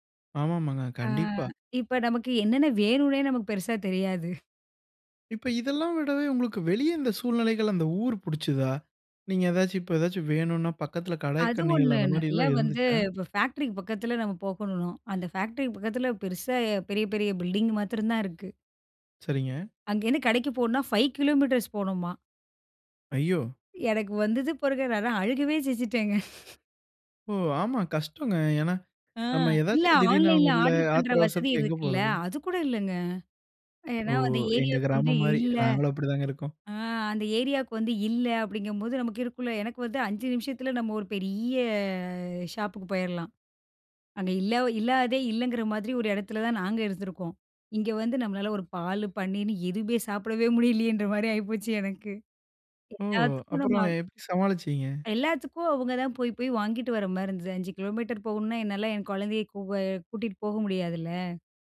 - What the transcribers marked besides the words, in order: laughing while speaking: "தெரியாது"; in English: "ஃபேக்ட்ரிக்கு"; "போகணும்" said as "போகணுணும்"; in English: "ஃபேக்ட்ரிக்கு"; in English: "பில்டிங்"; in English: "ஃபைவ் கிலோமீட்டர்ஸ்"; laughing while speaking: "செஞ்சிட்டேங்க"; tapping; in English: "ஆன்லைன்ல ஆடர்"; drawn out: "பெரிய"; laughing while speaking: "சாப்பிடவே முடியலயேன்ற மாதிரி ஆயிப்போச்சு எனக்கு"
- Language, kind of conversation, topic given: Tamil, podcast, பணிக்கு இடம் மாறினால் உங்கள் குடும்ப வாழ்க்கையுடன் சமநிலையை எப்படி காக்கிறீர்கள்?